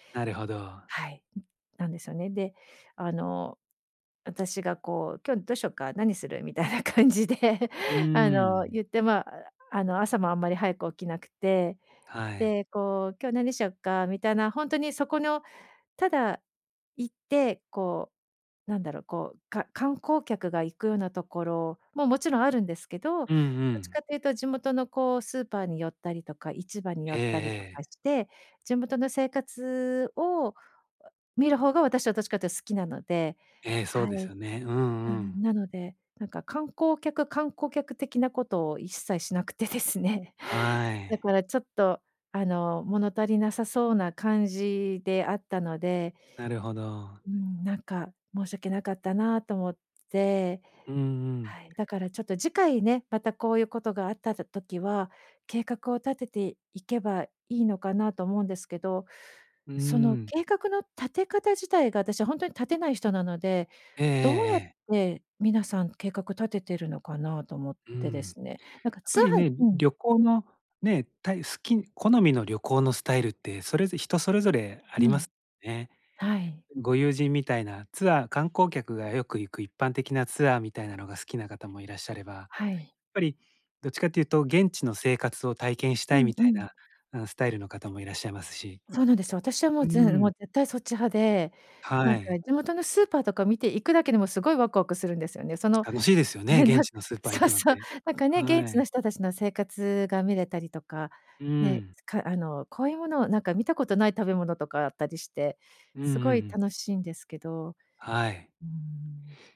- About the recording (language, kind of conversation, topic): Japanese, advice, 旅行の計画をうまく立てるには、どこから始めればよいですか？
- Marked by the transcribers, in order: laughing while speaking: "みたいな感じで"; other noise; laughing while speaking: "しなくてですね"; other background noise; laughing while speaking: "ね、なんか そうそう"